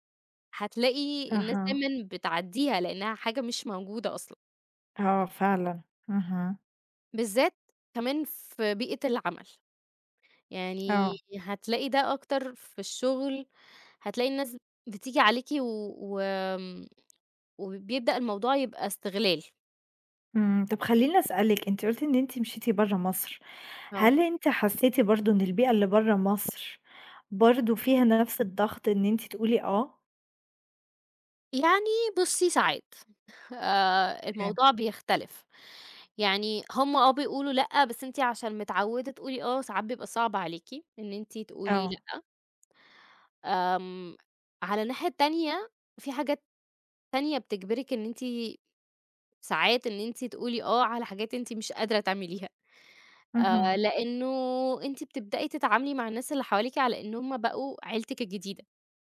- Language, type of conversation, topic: Arabic, podcast, إزاي بتعرف إمتى تقول أيوه وإمتى تقول لأ؟
- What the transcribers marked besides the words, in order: other background noise; unintelligible speech